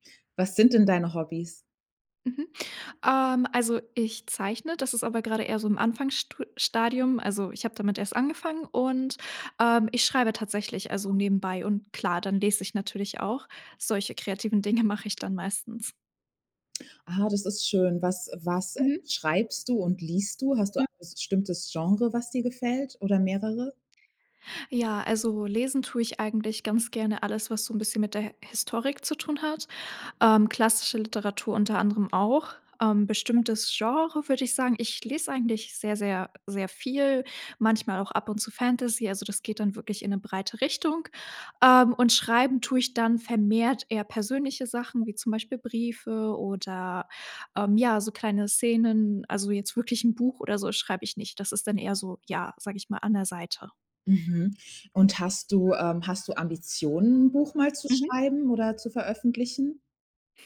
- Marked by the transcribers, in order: laughing while speaking: "Dinge"; unintelligible speech; other background noise
- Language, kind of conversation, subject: German, podcast, Wie stärkst du deine kreative Routine im Alltag?
- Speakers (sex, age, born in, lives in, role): female, 18-19, Germany, Germany, guest; female, 30-34, Germany, Germany, host